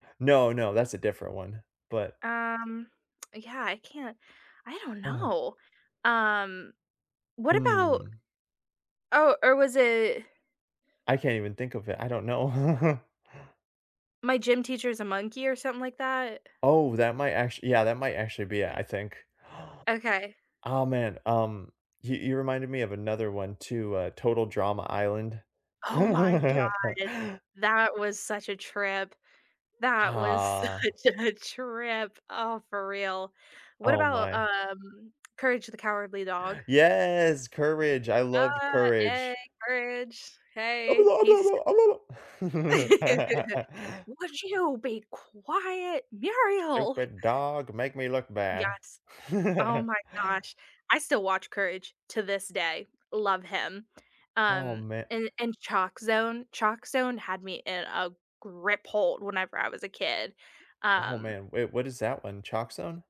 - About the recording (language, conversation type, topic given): English, unstructured, Which childhood cartoon would you gladly revisit today?
- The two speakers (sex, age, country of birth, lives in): female, 30-34, United States, United States; male, 25-29, United States, United States
- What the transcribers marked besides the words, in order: chuckle; gasp; laugh; laughing while speaking: "such"; tapping; other noise; laugh; other background noise; put-on voice: "Stupid dog, make me look bad"; laugh